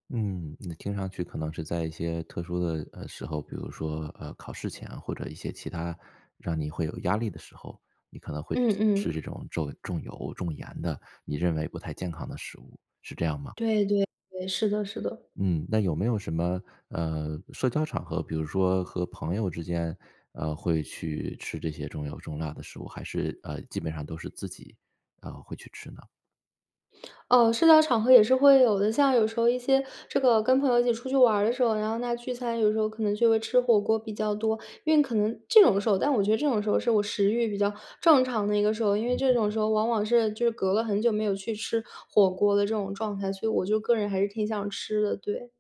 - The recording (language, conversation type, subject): Chinese, advice, 你为什么总是难以养成健康的饮食习惯？
- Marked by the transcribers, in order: lip smack; other background noise; other noise